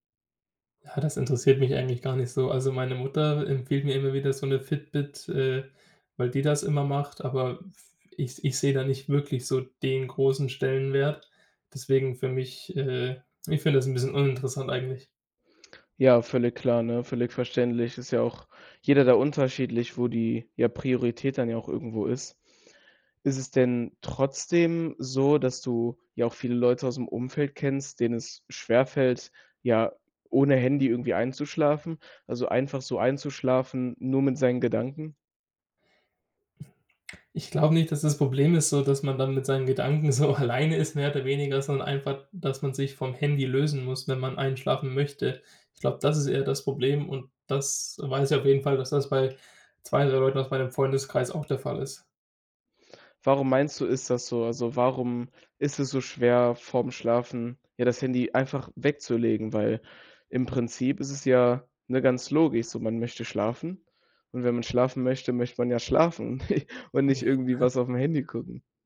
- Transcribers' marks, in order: stressed: "den"; laughing while speaking: "so alleine ist"; chuckle
- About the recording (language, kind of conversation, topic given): German, podcast, Beeinflusst dein Smartphone deinen Schlafrhythmus?